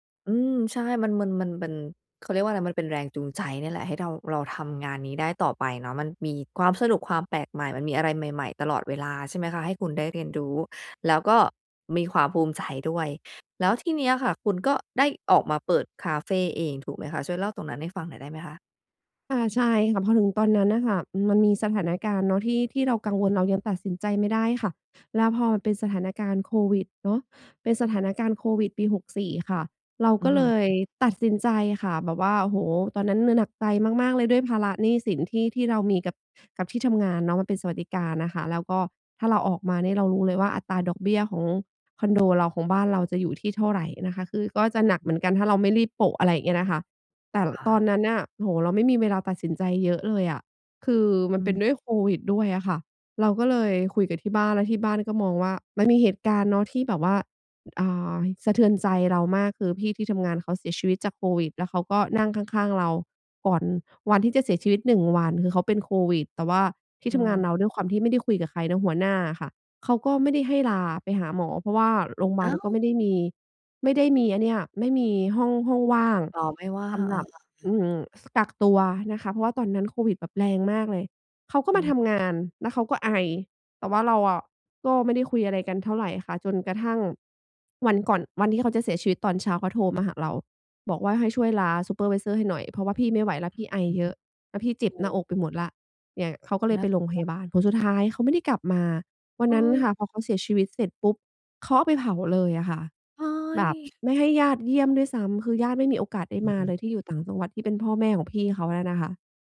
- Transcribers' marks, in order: tapping; other background noise
- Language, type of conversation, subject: Thai, advice, ควรเลือกงานที่มั่นคงหรือเลือกทางที่ทำให้มีความสุข และควรทบทวนการตัดสินใจไหม?